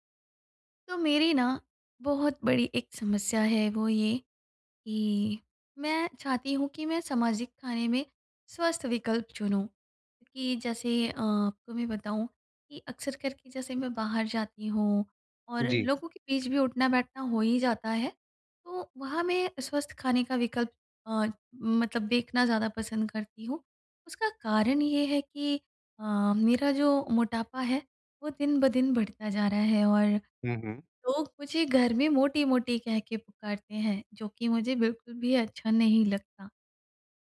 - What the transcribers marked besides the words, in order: none
- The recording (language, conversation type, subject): Hindi, advice, मैं सामाजिक आयोजनों में स्वस्थ और संतुलित भोजन विकल्प कैसे चुनूँ?